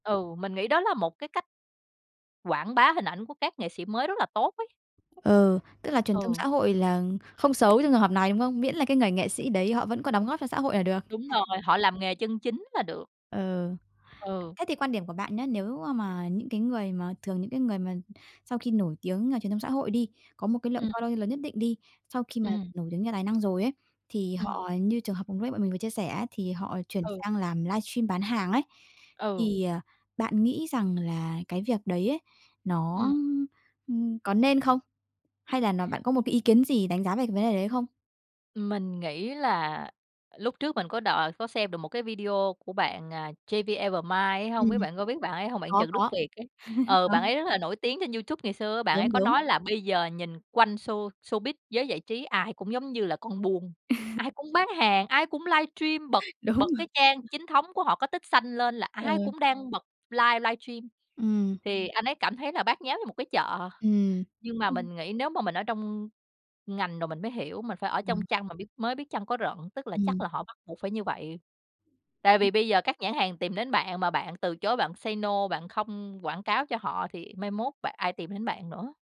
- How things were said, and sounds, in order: other background noise; tapping; unintelligible speech; in English: "following"; laugh; in English: "showbiz"; laugh; laughing while speaking: "Đúng rồi"; in English: "say no"
- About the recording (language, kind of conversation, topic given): Vietnamese, podcast, Bạn nghĩ mạng xã hội đã thay đổi ngành giải trí như thế nào?
- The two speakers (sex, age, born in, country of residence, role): female, 30-34, Vietnam, Vietnam, guest; female, 30-34, Vietnam, Vietnam, host